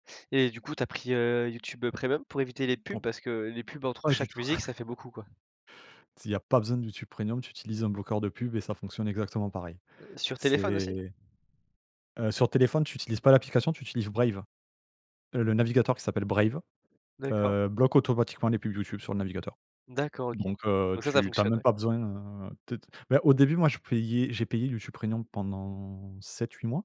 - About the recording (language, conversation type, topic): French, podcast, Comment t’ouvres-tu à de nouveaux styles musicaux ?
- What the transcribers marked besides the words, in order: chuckle